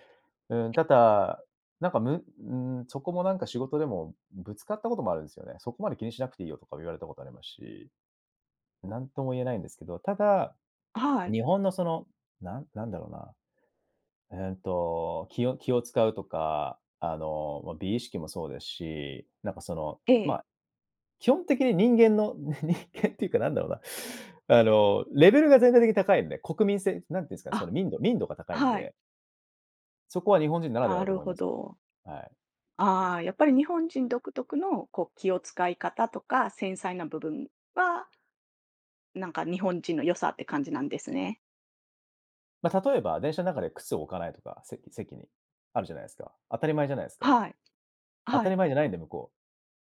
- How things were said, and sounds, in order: laughing while speaking: "に 人間っていうか何だろうな"
- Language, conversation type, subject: Japanese, podcast, 新しい文化に馴染むとき、何を一番大切にしますか？